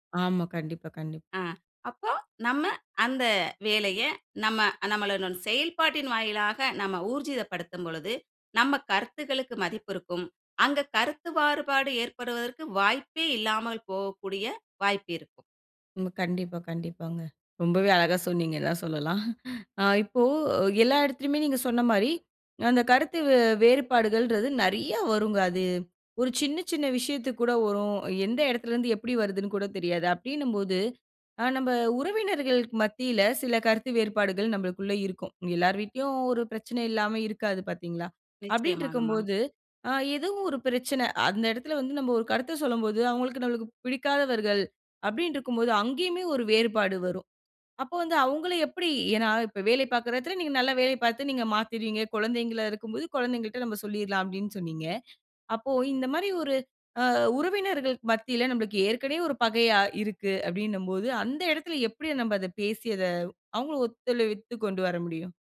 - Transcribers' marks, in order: other background noise; laughing while speaking: "சொல்லலாம்"
- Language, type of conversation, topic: Tamil, podcast, கருத்து வேறுபாடுகள் இருந்தால் சமுதாயம் எப்படித் தன்னிடையே ஒத்துழைப்பை உருவாக்க முடியும்?